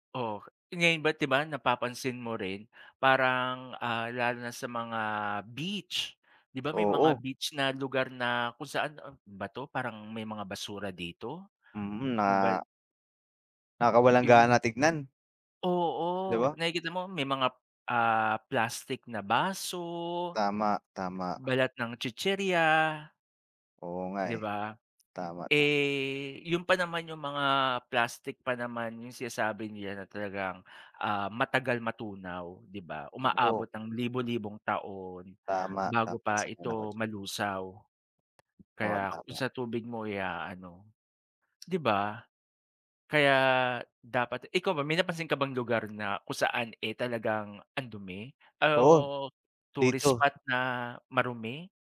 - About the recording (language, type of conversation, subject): Filipino, unstructured, Paano mo mahihikayat ang mga tao sa inyong lugar na alagaan ang kalikasan?
- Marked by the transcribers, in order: tapping